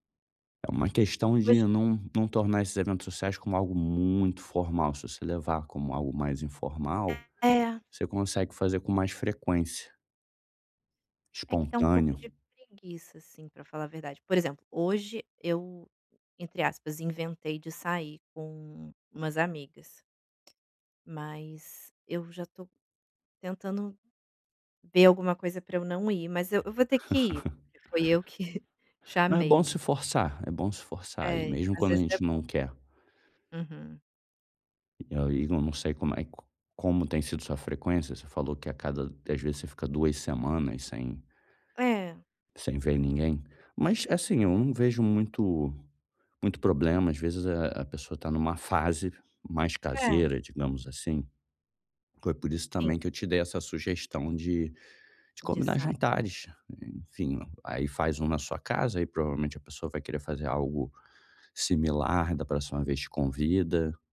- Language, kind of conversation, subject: Portuguese, advice, Como posso equilibrar o descanso e a vida social nos fins de semana?
- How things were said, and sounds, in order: snort